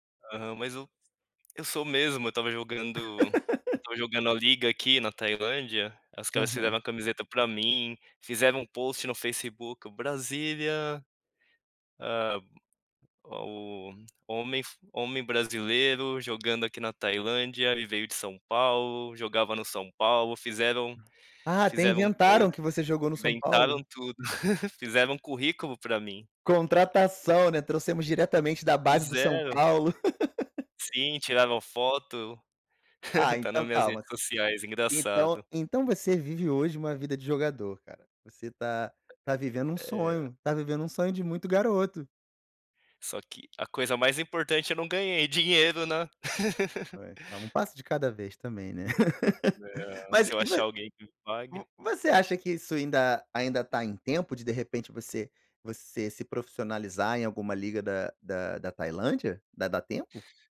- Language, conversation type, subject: Portuguese, podcast, Que hábito ou hobby da infância você ainda pratica hoje?
- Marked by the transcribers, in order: laugh; in English: "post"; in English: "Brazilian"; tapping; other background noise; in English: "post"; chuckle; laugh; chuckle; laugh; laugh